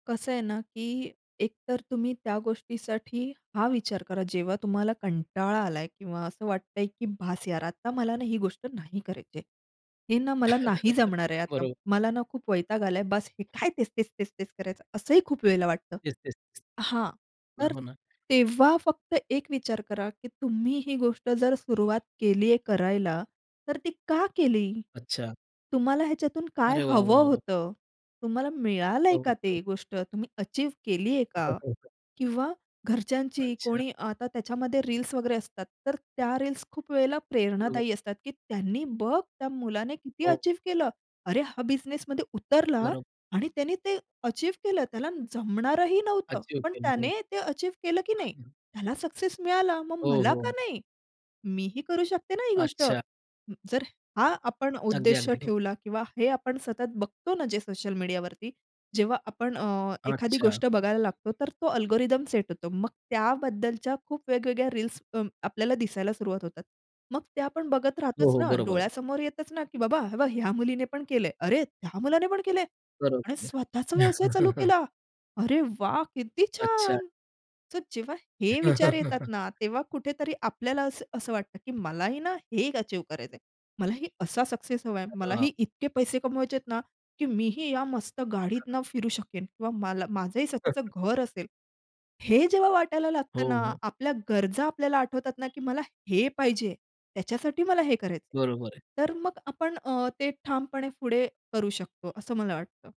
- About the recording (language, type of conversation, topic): Marathi, podcast, घरबसल्या नवीन कौशल्य शिकण्यासाठी तुम्ही कोणते उपाय सुचवाल?
- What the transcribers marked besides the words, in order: other background noise; chuckle; in English: "अचीव्ह"; unintelligible speech; unintelligible speech; in English: "अचीव्ह"; in English: "अचीव्ह"; in English: "अचीव्ह"; in English: "अचीव्ह"; tapping; in English: "अल्गोरिदम"; chuckle; chuckle; in English: "अचीव्ह"; chuckle; horn